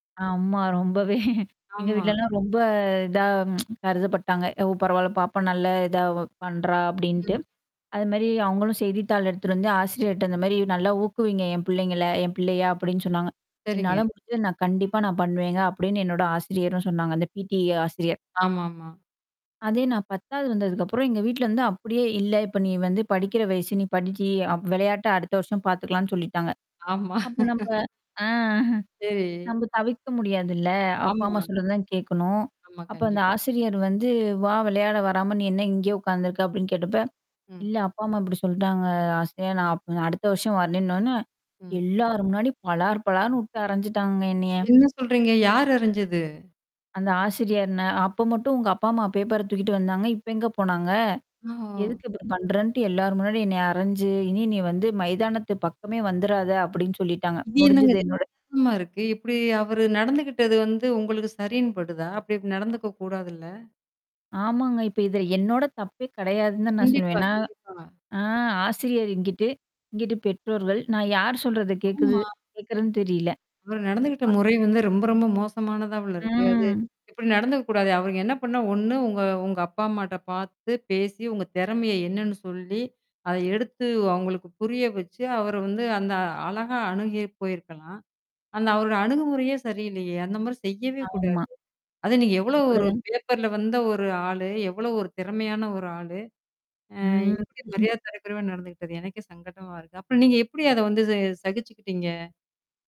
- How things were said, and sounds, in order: static; laugh; tsk; "அப்படின்ட்டு" said as "அப்டின்டு"; "மாதிரி" said as "மாரி"; distorted speech; "மாதிரி" said as "மாரி"; "அப்படின்னு" said as "அப்டின்னு"; "அப்படின்னு" said as "அப்டின்னு"; "பார்த்துக்கலான்னு" said as "பாத்துகலாம்னு"; laugh; "சரி" said as "சேரி"; "அப்படின்னு" said as "அப்டின்னு"; "அப்படி" said as "அப்டி"; "சொல்லிட்டாங்க" said as "சொல்ட்டாங்க"; mechanical hum; "இப்படி" said as "இப்பறம்"; "நா" said as "நான்"; unintelligible speech; "மாதிரி" said as "மாரி"; "அப்பறம்" said as "அப்புறம்"; "எப்படி" said as "எப்புடி"
- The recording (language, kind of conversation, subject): Tamil, podcast, பள்ளிக்கால அனுபவங்கள் உங்களுக்கு என்ன கற்றுத்தந்தன?
- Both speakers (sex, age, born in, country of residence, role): female, 25-29, India, India, guest; female, 35-39, India, India, host